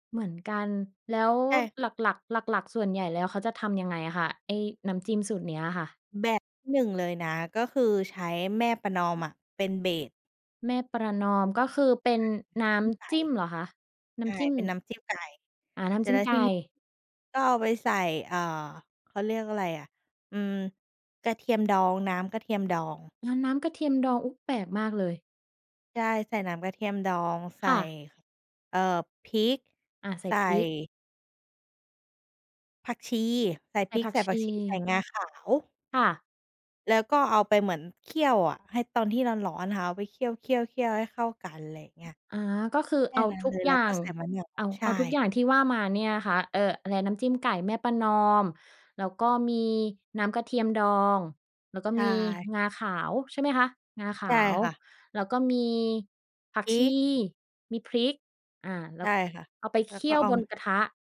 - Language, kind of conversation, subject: Thai, podcast, อาหารบ้านเกิดที่คุณคิดถึงที่สุดคืออะไร?
- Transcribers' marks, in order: in English: "เบส"; other background noise